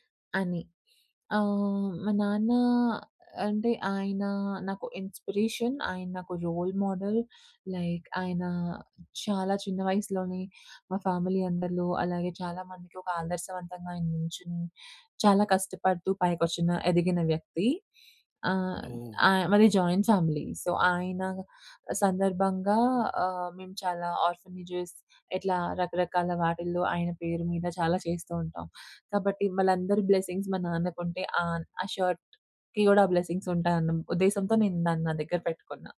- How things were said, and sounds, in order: in English: "ఇన్‌స్పిరేషన్"; in English: "రోల్ మోడల్. లైక్"; in English: "ఫ్యామిలీ"; in English: "జాయింట్ ఫ్యామిలీ. సో"; tapping; in English: "ఆర్ఫనేజె‌స్"; in English: "బ్లెస్సింగ్స్"; in English: "షర్ట్‌కి"; in English: "బ్లెస్సింగ్స్"
- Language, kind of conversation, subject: Telugu, podcast, నీ అల్మారీలో తప్పక ఉండాల్సిన ఒక వస్తువు ఏది?